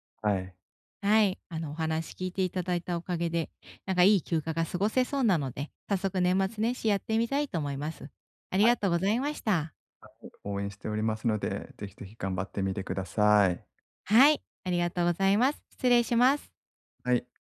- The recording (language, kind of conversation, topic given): Japanese, advice, 休暇中に本当にリラックスするにはどうすればいいですか？
- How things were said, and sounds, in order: none